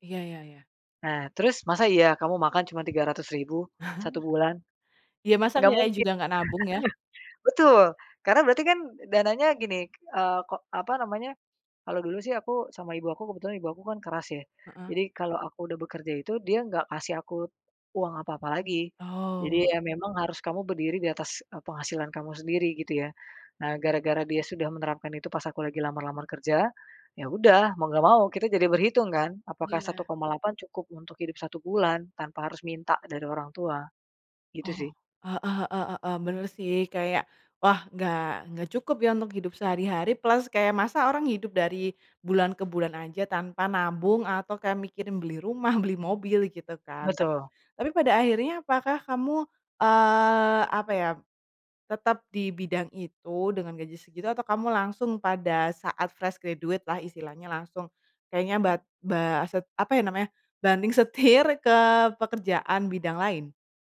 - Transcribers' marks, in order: laugh; other background noise; in English: "plus"; in English: "fresh graduate"
- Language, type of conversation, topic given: Indonesian, podcast, Bagaimana kamu memilih antara gaji tinggi dan pekerjaan yang kamu sukai?